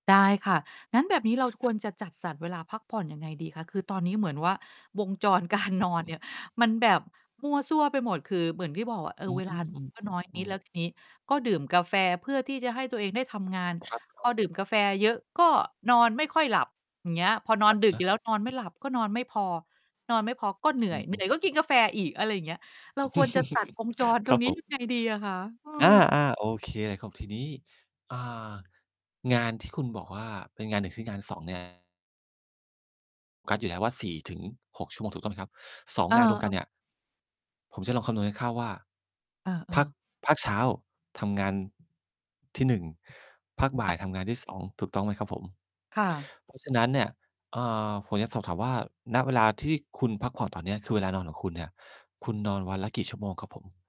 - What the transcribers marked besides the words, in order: tapping; laughing while speaking: "การนอนเนี่ย"; static; distorted speech; other background noise; chuckle; mechanical hum
- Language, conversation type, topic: Thai, advice, คุณมีประสบการณ์อย่างไรกับความเครียดจากภาระงานที่มากเกินไป?